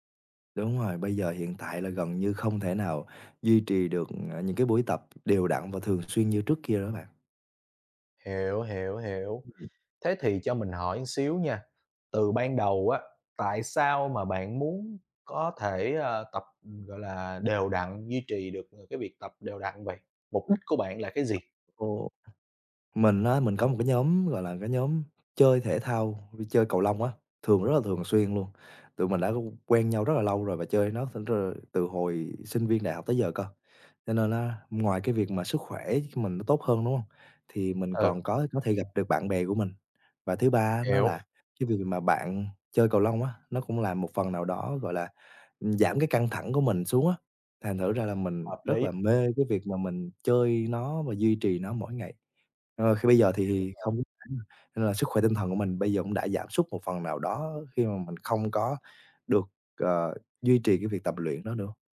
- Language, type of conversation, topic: Vietnamese, advice, Làm sao duy trì tập luyện đều đặn khi lịch làm việc quá bận?
- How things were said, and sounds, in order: other background noise; tapping; unintelligible speech; unintelligible speech